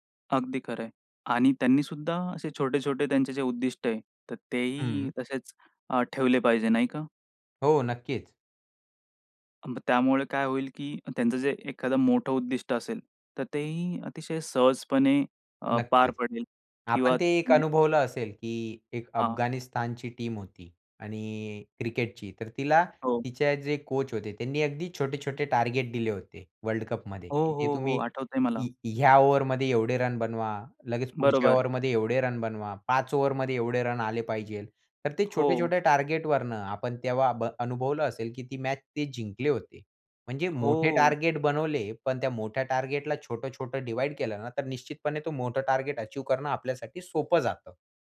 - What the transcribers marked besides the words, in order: unintelligible speech; in English: "टीम"; in English: "डिव्हाईड"
- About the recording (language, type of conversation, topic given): Marathi, podcast, स्वतःहून काहीतरी शिकायला सुरुवात कशी करावी?